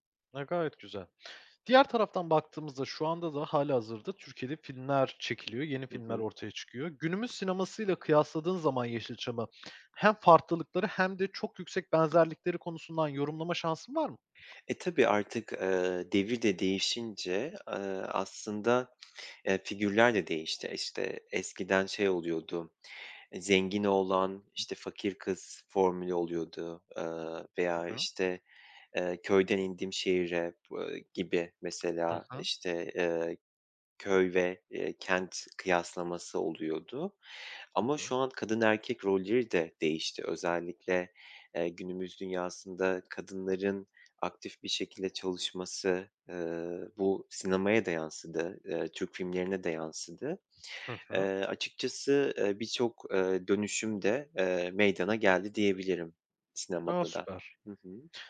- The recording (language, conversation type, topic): Turkish, podcast, Yeşilçam veya eski yerli filmler sana ne çağrıştırıyor?
- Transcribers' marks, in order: other background noise